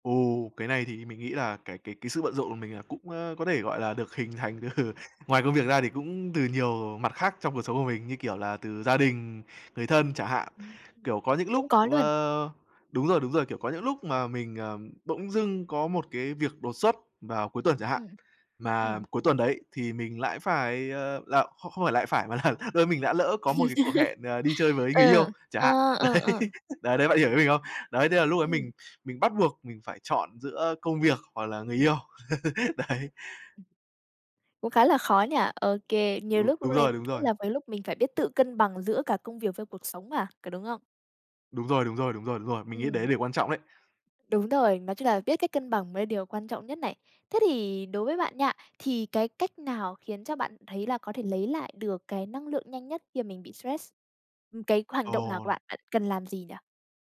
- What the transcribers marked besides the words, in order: laughing while speaking: "từ"; other background noise; laughing while speaking: "là"; chuckle; tapping; laughing while speaking: "Đấy"; giggle; chuckle; laughing while speaking: "Đấy"; other noise
- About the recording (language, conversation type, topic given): Vietnamese, podcast, Bạn xử lý căng thẳng như thế nào khi công việc bận rộn?